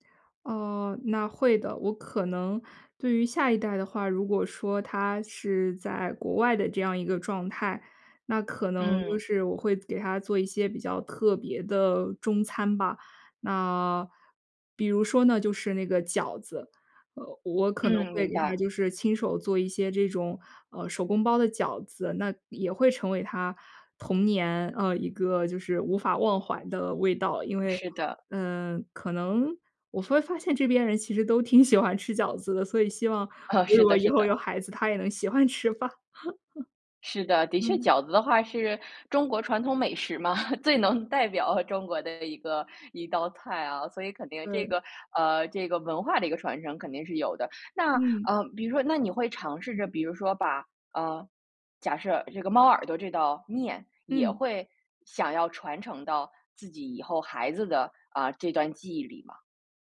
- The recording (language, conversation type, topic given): Chinese, podcast, 你能分享一道让你怀念的童年味道吗？
- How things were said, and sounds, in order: laughing while speaking: "喜欢吃饺子的"; laughing while speaking: "我如果"; laughing while speaking: "啊"; laughing while speaking: "欢吃吧"; laugh; laughing while speaking: "嘛，最能代表"